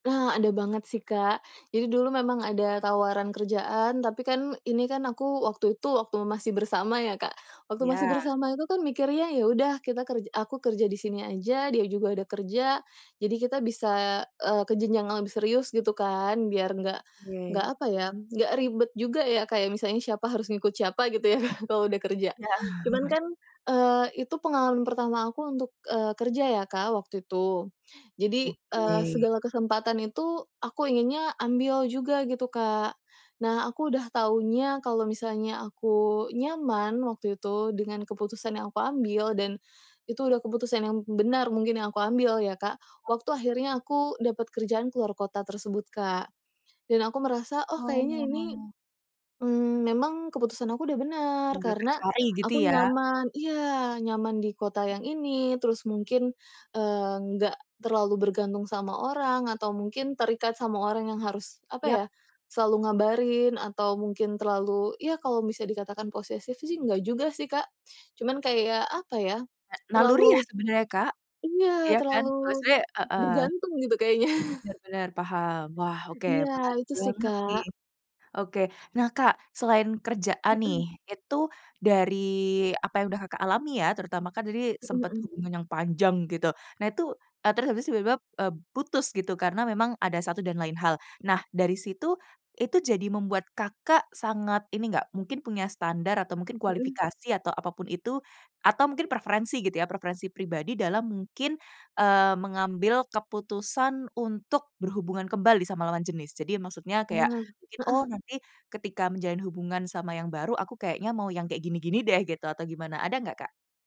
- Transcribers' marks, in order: laughing while speaking: "Iya"; chuckle; laughing while speaking: "ya, Kak"; chuckle; other background noise; chuckle; other noise; stressed: "panjang"; tapping
- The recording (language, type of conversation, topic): Indonesian, podcast, Apa tanda bahwa kamu benar-benar belajar dari kegagalan, bukan sekadar menyesal?
- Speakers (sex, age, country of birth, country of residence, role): female, 25-29, Indonesia, Indonesia, host; female, 30-34, Indonesia, Indonesia, guest